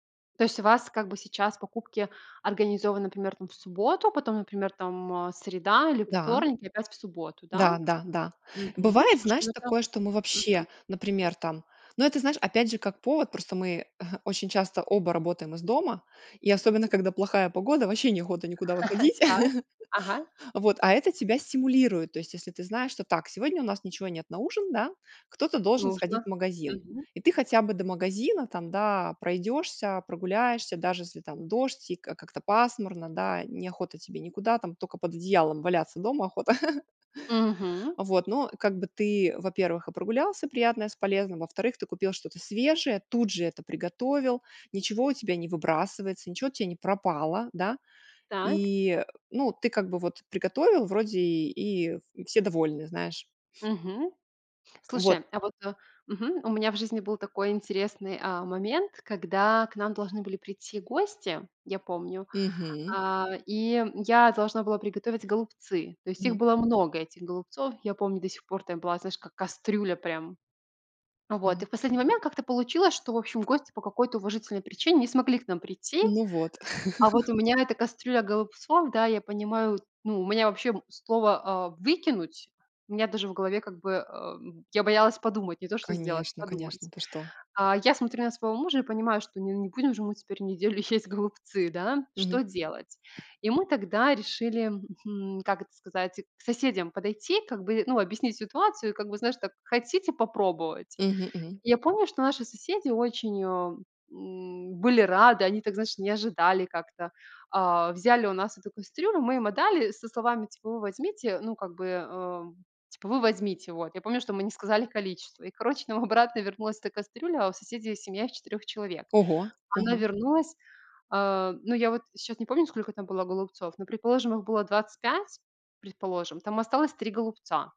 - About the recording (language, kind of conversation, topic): Russian, podcast, Как уменьшить пищевые отходы в семье?
- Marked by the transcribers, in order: chuckle; chuckle; laugh; laugh; laugh; tapping; laughing while speaking: "есть"; laughing while speaking: "обратно"